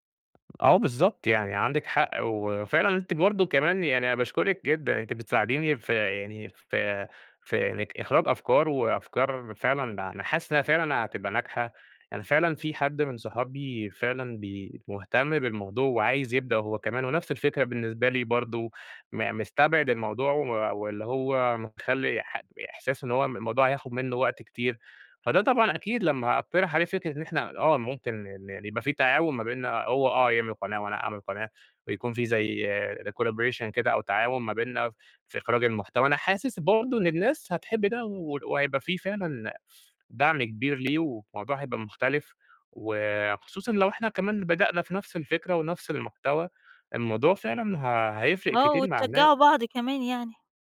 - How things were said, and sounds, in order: other background noise; in English: "Collaboration"
- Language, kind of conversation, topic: Arabic, advice, إزاي أتعامل مع فقدان الدافع إني أكمل مشروع طويل المدى؟